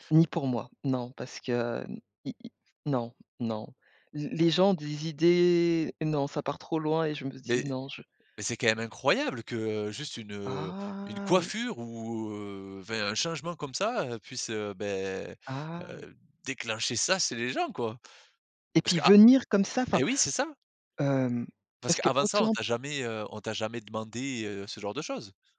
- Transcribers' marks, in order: stressed: "incroyable"; stressed: "Ah"; stressed: "déclencher"
- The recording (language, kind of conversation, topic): French, podcast, Qu’est-ce qui déclenche chez toi l’envie de changer de style ?